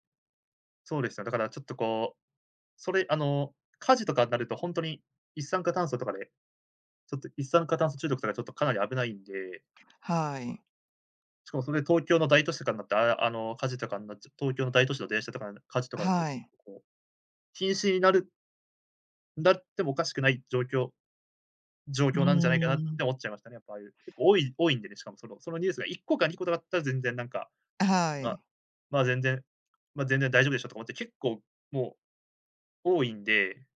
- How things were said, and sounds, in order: other background noise
- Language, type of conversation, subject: Japanese, podcast, 電車内でのスマホの利用マナーで、あなたが気になることは何ですか？